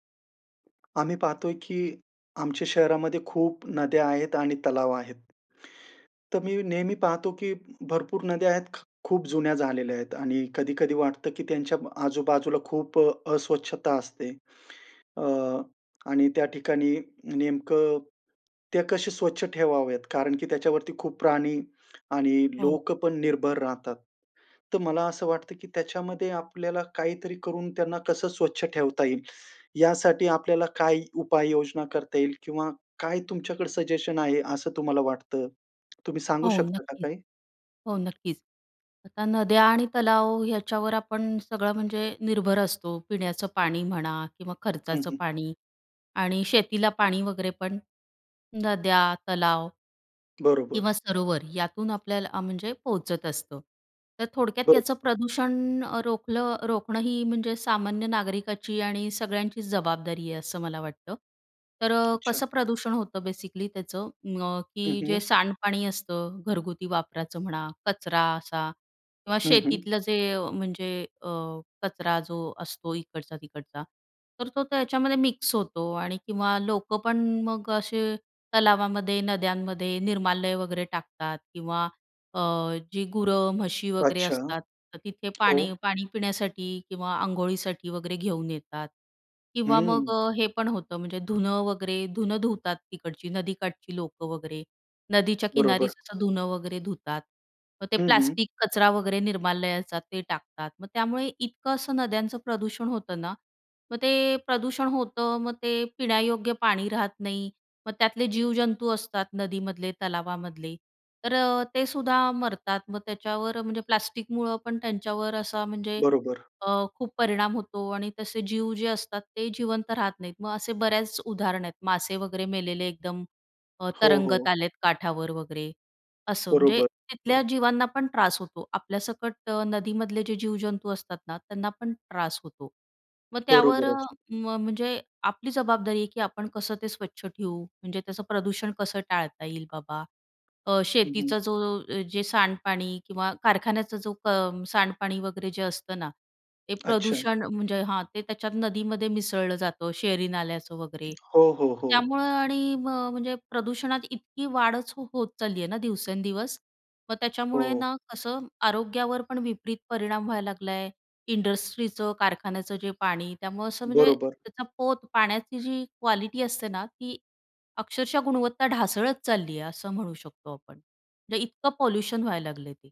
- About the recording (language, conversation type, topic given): Marathi, podcast, आमच्या शहरातील नद्या आणि तलाव आपण स्वच्छ कसे ठेवू शकतो?
- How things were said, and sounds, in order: tapping; in English: "सजेशन"; other background noise; in English: "बेसिकली"; in English: "मिक्स"; in English: "इंडस्ट्रीचं"; in English: "क्वालिटी"; in English: "पॉल्यूशन"